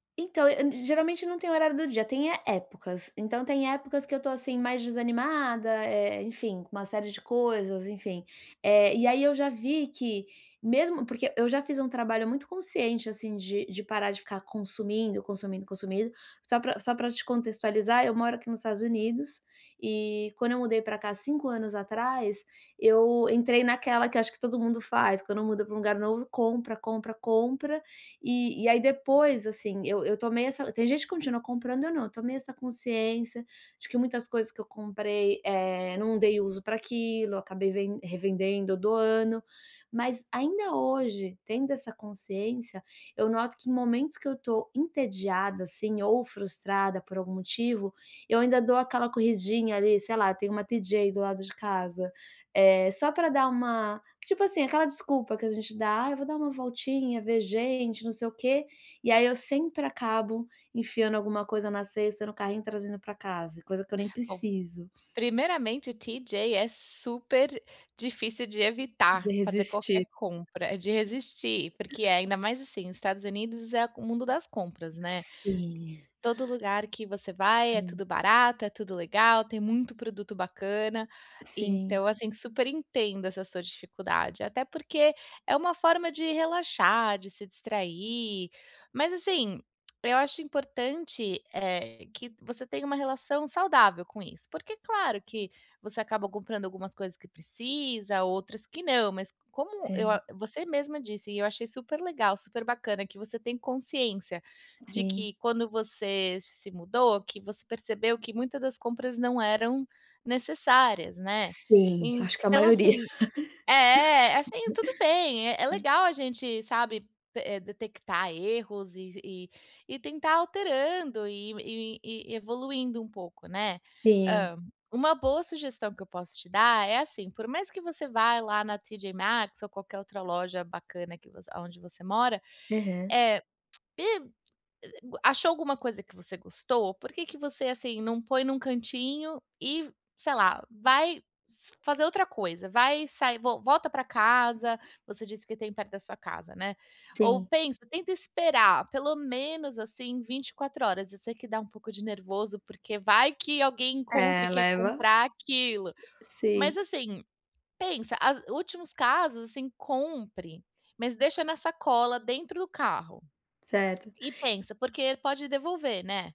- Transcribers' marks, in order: other background noise; tapping; laugh
- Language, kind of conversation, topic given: Portuguese, advice, Como posso evitar compras impulsivas quando estou estressado ou cansado?